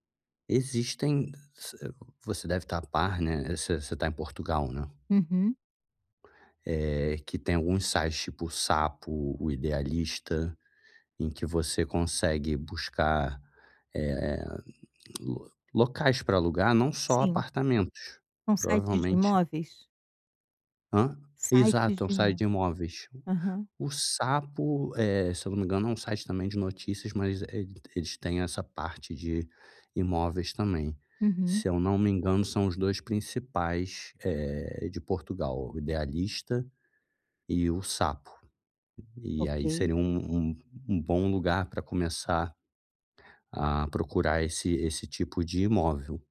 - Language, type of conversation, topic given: Portuguese, advice, Como posso criar uma proposta de valor clara e simples?
- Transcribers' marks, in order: tapping; tongue click